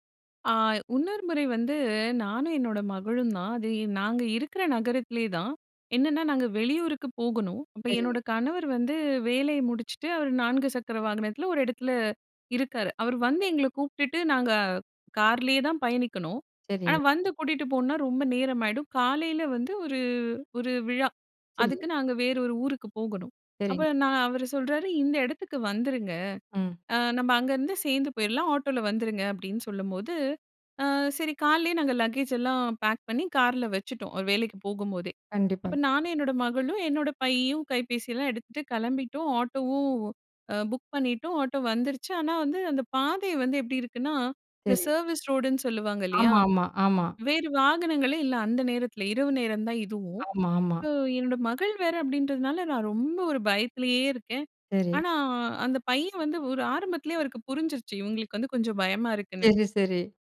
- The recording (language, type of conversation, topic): Tamil, podcast, பயணத்தின் போது உங்களுக்கு ஏற்பட்ட மிகப் பெரிய அச்சம் என்ன, அதை நீங்கள் எப்படிக் கடந்து வந்தீர்கள்?
- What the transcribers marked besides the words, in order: "இன்னொரு" said as "உன்னொரு"; in English: "லக்கேஜ்"; in English: "சர்வீஸ் ரோடுன்னு"